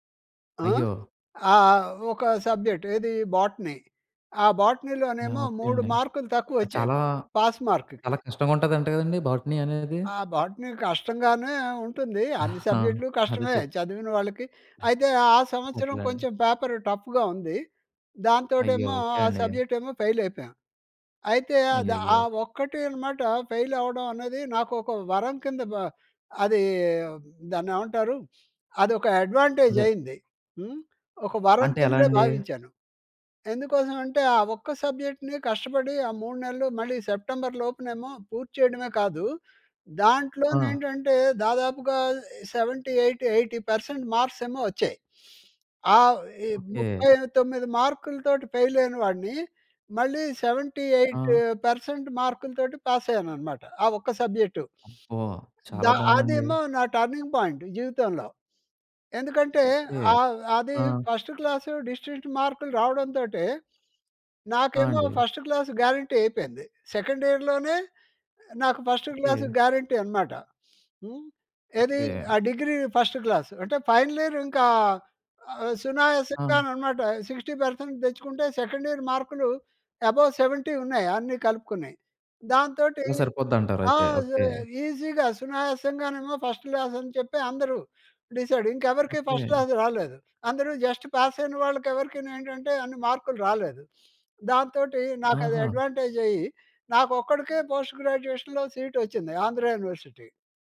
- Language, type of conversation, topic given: Telugu, podcast, విఫలమైన ప్రయత్నం మిమ్మల్ని ఎలా మరింత బలంగా మార్చింది?
- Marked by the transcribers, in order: in English: "సబ్జెక్ట్"; in English: "పాస్‌మార్క్‌కి"; other background noise; tapping; in English: "పేపర్ టఫ్‌గా"; in English: "సబ్జెక్ట్"; in English: "ఫెయిల్"; in English: "ఫెయిల్"; in English: "అడ్వాంటేజ్"; in English: "సబ్జెక్ట్‌ని"; in English: "సెవెంటీ ఎయిట్ ఎయిటీ పర్సెంట్ మార్క్స్"; in English: "ఫెయిల్"; in English: "సెవెంటీ ఎయిట్ పర్సెంట్"; in English: "పాస్"; in English: "టర్నింగ్ పాయింట్"; in English: "ఫస్ట్ క్లాస్ డిస్టింక్ట్"; in English: "ఫస్ట్ క్లాస్ గ్యారంటీ"; in English: "సెకండ్ ఇయర్‍లోనే"; in English: "ఫస్ట్ క్లాస్ గ్యారంటీ"; in English: "డిగ్రీ ఫస్ట్ క్లాస్"; in English: "ఫైనల్ ఇయర్"; in English: "సిక్స్టీ పర్సెంట్"; in English: "సెకండ్ ఇయర్"; in English: "అబోవ్ సెవెంటీ"; in English: "ఈసీగా"; in English: "ఫస్ట్ క్లాస్"; in English: "డిసైడ్"; in English: "ఫస్ట్ క్లాస్"; in English: "జస్ట్ పాస్"; in English: "అడ్వాంటేజ్"; in English: "పోస్ట్ గ్రాడ్యుయేషన్‌లో సీట్"